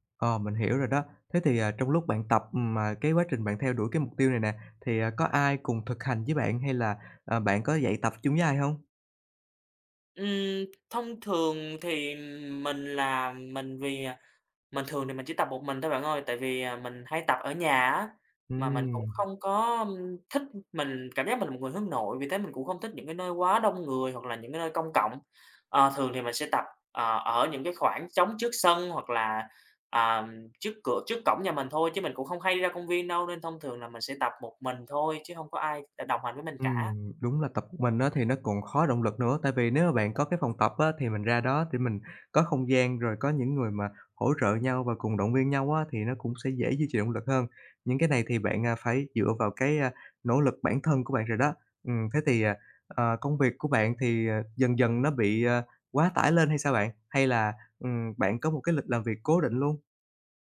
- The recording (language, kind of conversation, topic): Vietnamese, advice, Tại sao tôi lại mất động lực sau vài tuần duy trì một thói quen, và làm sao để giữ được lâu dài?
- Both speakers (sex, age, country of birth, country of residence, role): male, 20-24, Vietnam, Vietnam, user; male, 25-29, Vietnam, Vietnam, advisor
- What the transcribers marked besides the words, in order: none